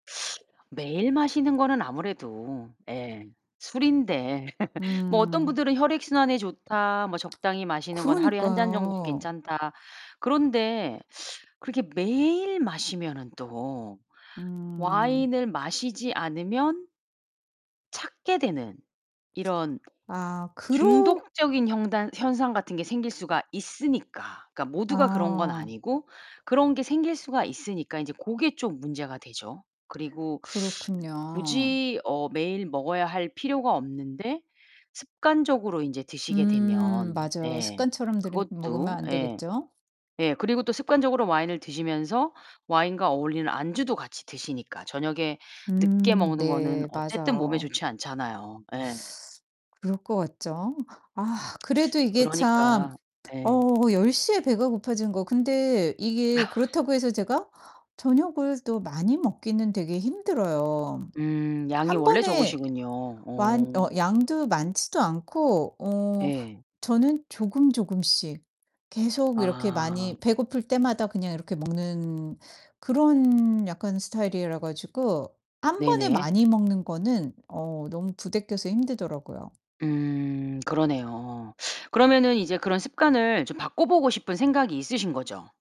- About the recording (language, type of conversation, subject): Korean, advice, 유혹 앞에서 의지력이 약해 결심을 지키지 못하는 이유는 무엇인가요?
- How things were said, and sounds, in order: teeth sucking; laugh; distorted speech; lip smack; other background noise; lip smack; laugh